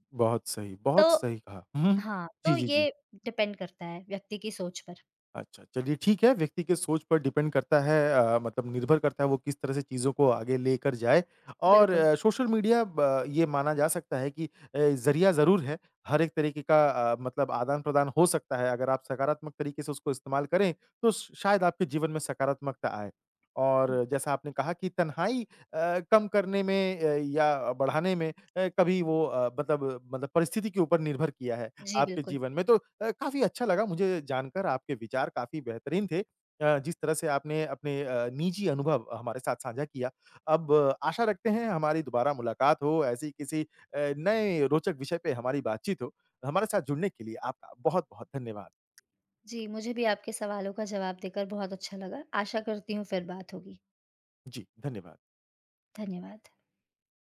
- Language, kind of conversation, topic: Hindi, podcast, क्या सोशल मीडिया ने आपकी तन्हाई कम की है या बढ़ाई है?
- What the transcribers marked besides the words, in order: in English: "डिपेंड"; in English: "डिपेंड"; tapping